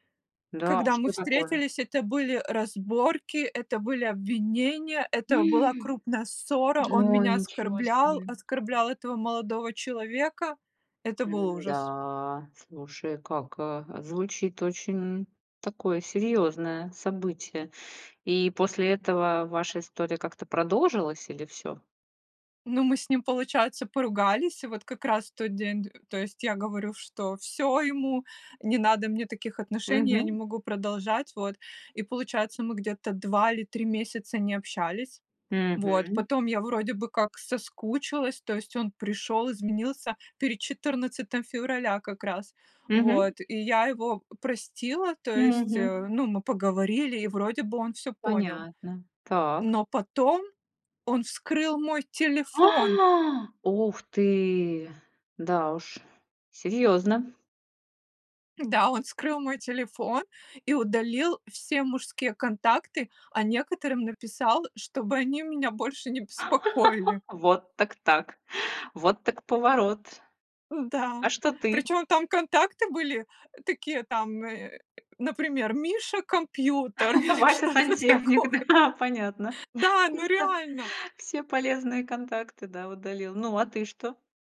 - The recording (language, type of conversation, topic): Russian, podcast, Как понять, что ты любишь человека?
- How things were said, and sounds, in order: afraid: "М"; drawn out: "М-да"; afraid: "А"; laugh; laugh; laughing while speaking: "Вася-сантехник, да, понятно"; laughing while speaking: "или что-то такое"